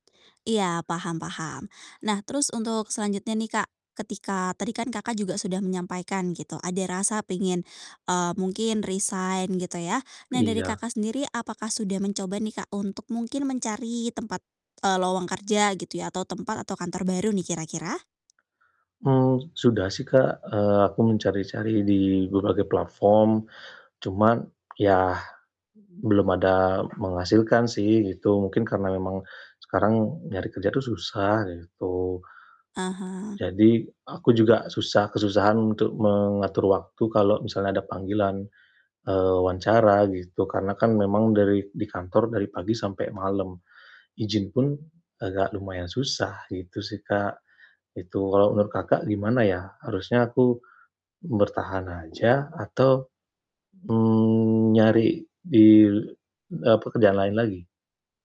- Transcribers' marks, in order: other background noise; distorted speech; tapping
- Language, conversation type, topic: Indonesian, advice, Bagaimana cara menyeimbangkan tugas kerja dan waktu istirahat?